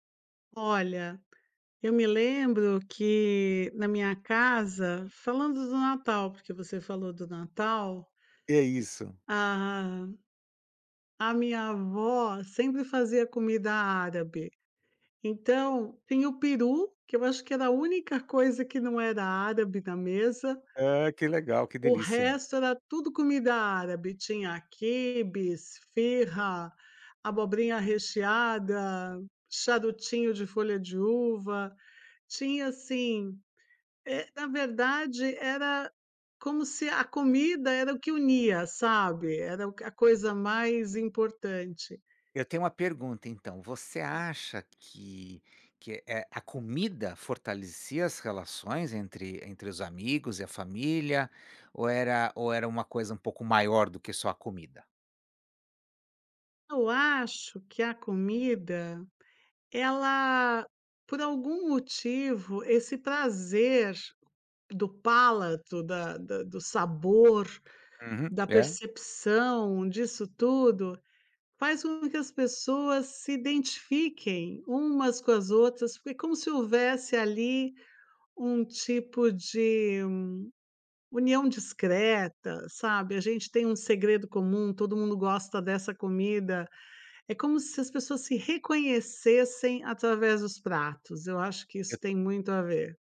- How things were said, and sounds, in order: other background noise; tapping; "palato" said as "pálato"
- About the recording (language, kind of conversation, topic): Portuguese, unstructured, Você já percebeu como a comida une as pessoas em festas e encontros?